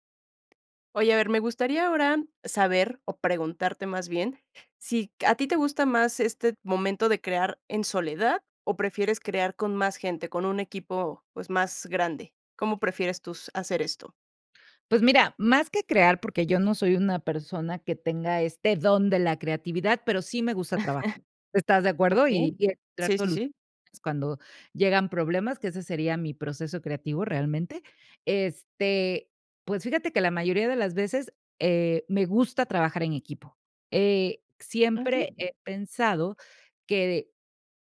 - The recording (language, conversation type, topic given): Spanish, podcast, ¿Te gusta más crear a solas o con más gente?
- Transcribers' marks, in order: tapping; chuckle; unintelligible speech